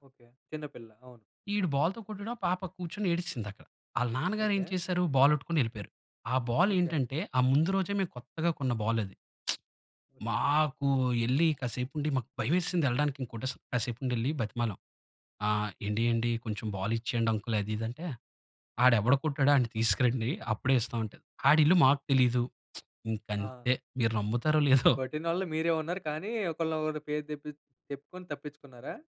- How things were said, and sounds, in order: lip smack; in English: "అంకుల్"; lip smack; chuckle
- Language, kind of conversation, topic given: Telugu, podcast, వీధిలో ఆడే ఆటల గురించి నీకు ఏదైనా మధురమైన జ్ఞాపకం ఉందా?